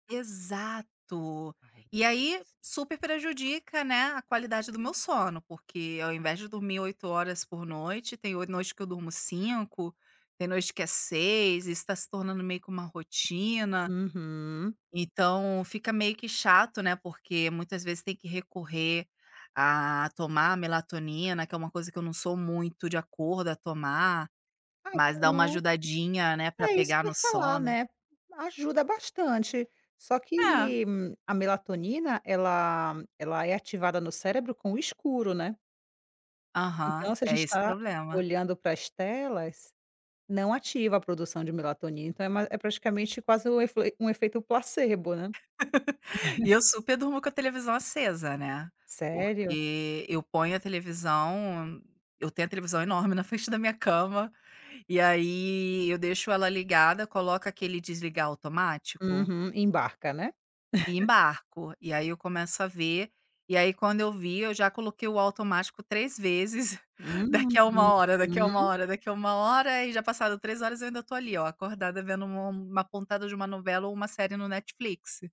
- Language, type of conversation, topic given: Portuguese, advice, Como posso lidar com a dificuldade de desligar as telas antes de dormir?
- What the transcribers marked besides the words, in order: tapping; other background noise; laugh; chuckle; chuckle; chuckle